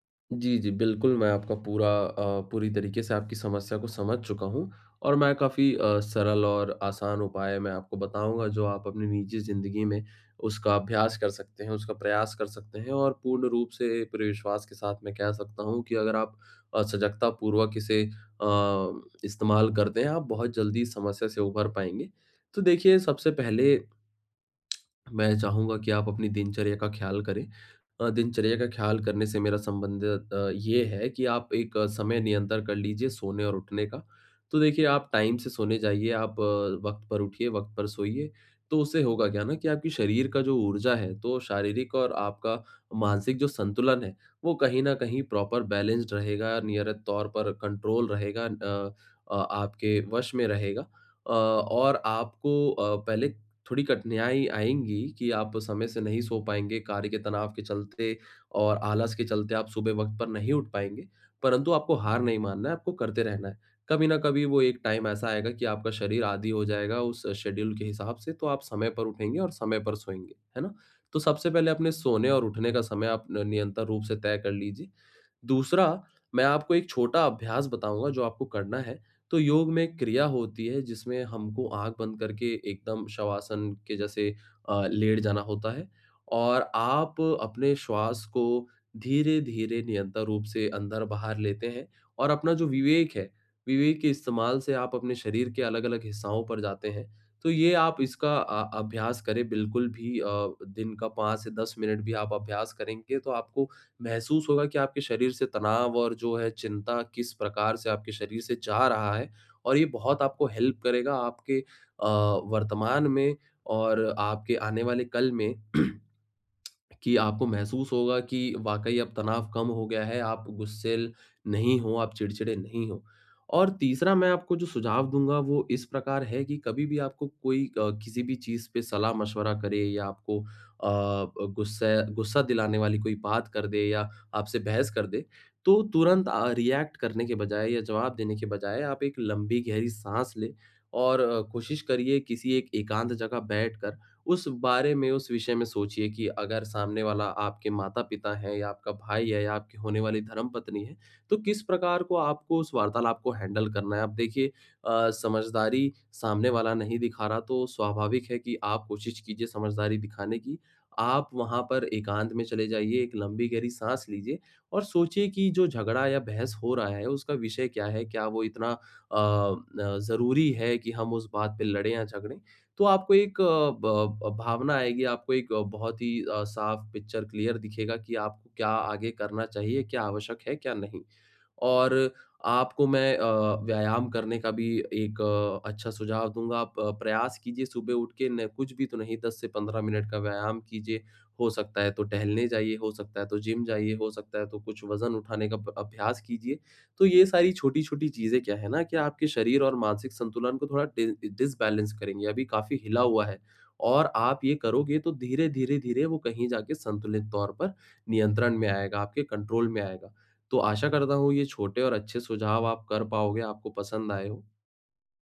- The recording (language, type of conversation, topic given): Hindi, advice, मैं माइंडफुलनेस की मदद से अपनी तीव्र भावनाओं को कैसे शांत और नियंत्रित कर सकता/सकती हूँ?
- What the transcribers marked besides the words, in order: tongue click; in English: "टाइम"; in English: "प्रॉपर बैलेंस्ड"; "नियमित" said as "नियरत"; in English: "कंट्रोल"; "कठिनाई" said as "कठनियाई"; in English: "टाइम"; in English: "शेड्यूल"; "निरंतर" said as "नियंतर"; "निरंतर" said as "नियंतर"; in English: "हेल्प"; throat clearing; tongue click; in English: "रिएक्ट"; in English: "हैंडल"; in English: "पिक्चर क्लियर"; in English: "डि डिसबैलेंस"; in English: "कंट्रोल"